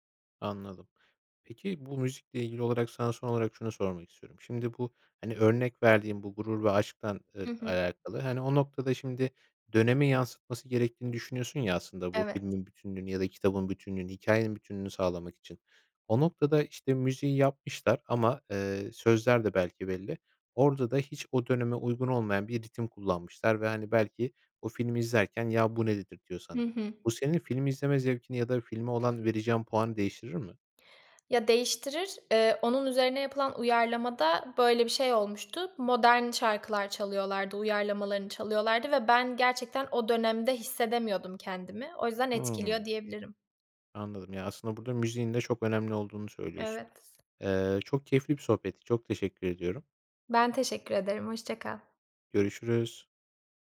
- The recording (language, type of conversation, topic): Turkish, podcast, Kitap okumak ile film izlemek hikâyeyi nasıl değiştirir?
- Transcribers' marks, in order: other background noise